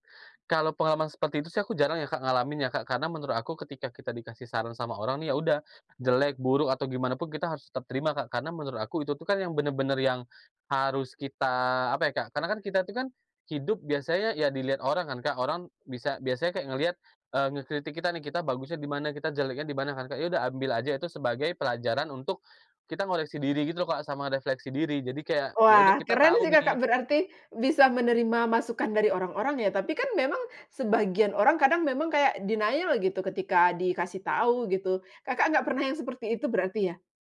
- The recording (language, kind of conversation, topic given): Indonesian, podcast, Siapa orang yang paling mengubah cara pandangmu, dan bagaimana prosesnya?
- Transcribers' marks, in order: in English: "denial"